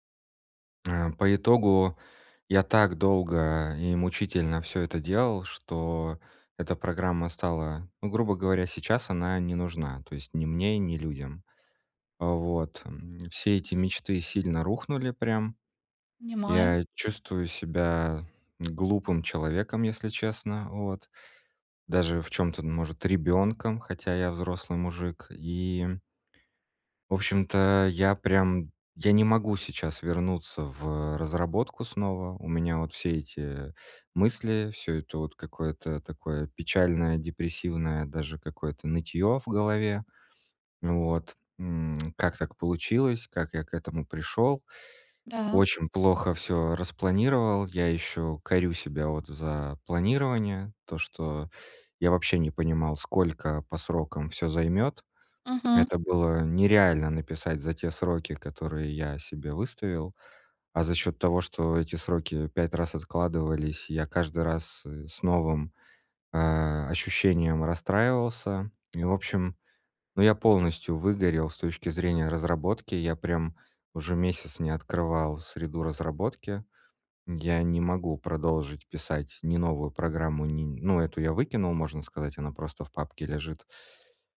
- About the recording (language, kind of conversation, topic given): Russian, advice, Как согласовать мои большие ожидания с реальными возможностями, не доводя себя до эмоционального выгорания?
- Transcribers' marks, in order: none